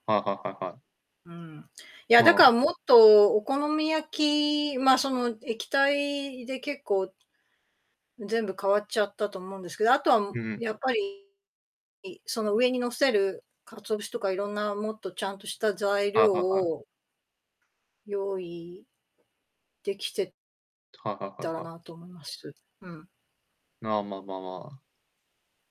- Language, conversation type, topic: Japanese, podcast, 料理に失敗したときのエピソードはありますか？
- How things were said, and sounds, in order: static; distorted speech